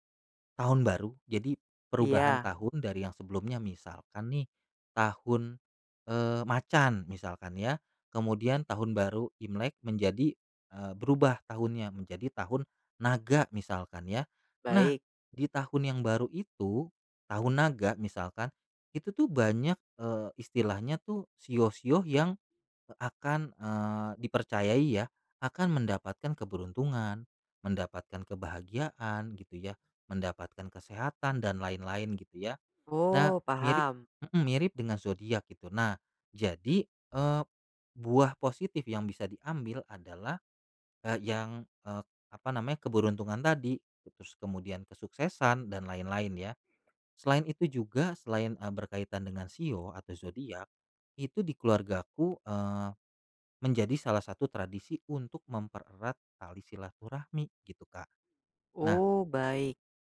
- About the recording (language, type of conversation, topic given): Indonesian, podcast, Ceritakan tradisi keluarga apa yang selalu membuat suasana rumah terasa hangat?
- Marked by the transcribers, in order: none